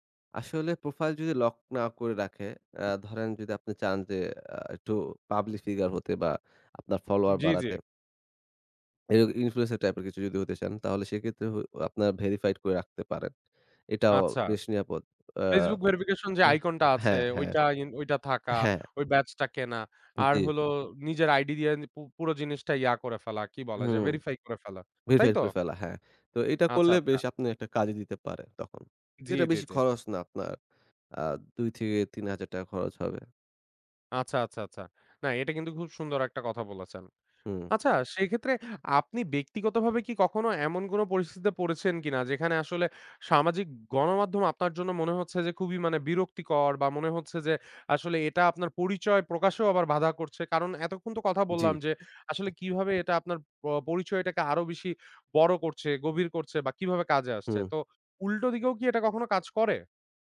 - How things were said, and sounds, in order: in English: "পাবলিক ফিগার"; in English: "ইনফ্লুয়েন্সার টাইপ"; in English: "ভেরিফাইড"; in English: "ভেরিফিকেশন"
- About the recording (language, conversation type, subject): Bengali, podcast, সামাজিক মিডিয়া আপনার পরিচয়ে কী ভূমিকা রাখে?
- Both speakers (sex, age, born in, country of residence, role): male, 20-24, Bangladesh, Bangladesh, guest; male, 25-29, Bangladesh, Bangladesh, host